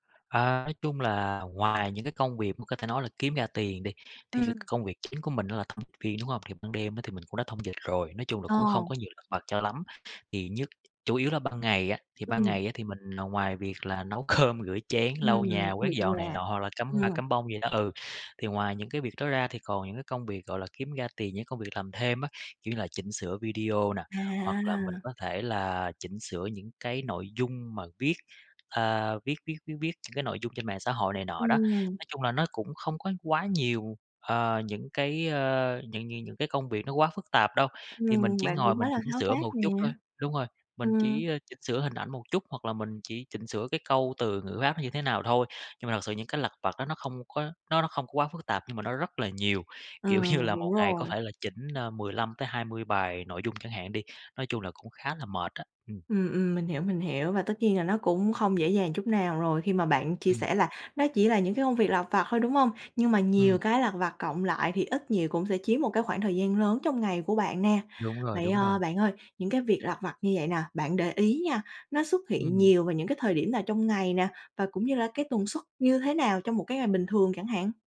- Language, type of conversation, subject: Vietnamese, advice, Bạn có đang hoàn thành những việc lặt vặt để tránh bắt tay vào công việc đòi hỏi suy nghĩ sâu không?
- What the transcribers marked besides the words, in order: tapping; laughing while speaking: "cơm"; other background noise; laughing while speaking: "như"